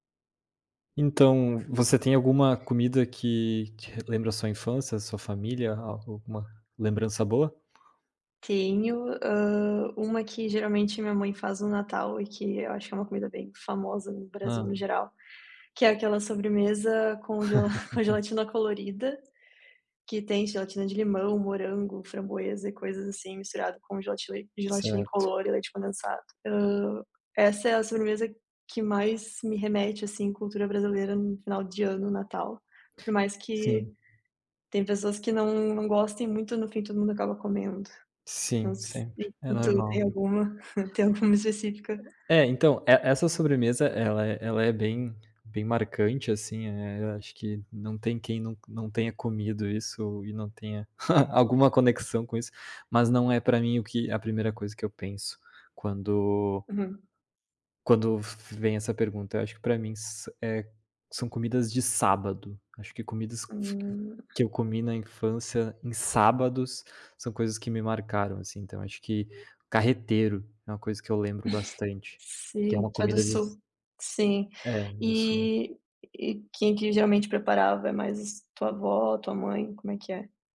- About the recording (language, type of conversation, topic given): Portuguese, unstructured, Qual comida típica da sua cultura traz boas lembranças para você?
- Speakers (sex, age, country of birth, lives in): female, 25-29, Brazil, Italy; male, 25-29, Brazil, Italy
- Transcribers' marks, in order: other background noise; tapping; laugh; laughing while speaking: "gela"; unintelligible speech; chuckle; laughing while speaking: "Tem alguma"; chuckle; other street noise; unintelligible speech; chuckle